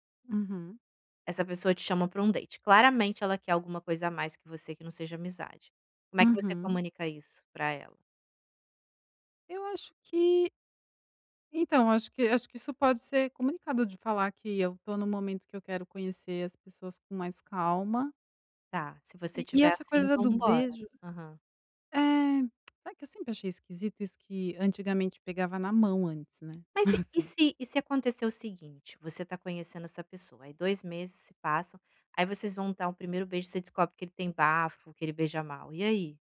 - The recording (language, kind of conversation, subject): Portuguese, advice, Como posso estabelecer limites e proteger meu coração ao começar a namorar de novo?
- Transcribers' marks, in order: chuckle; tapping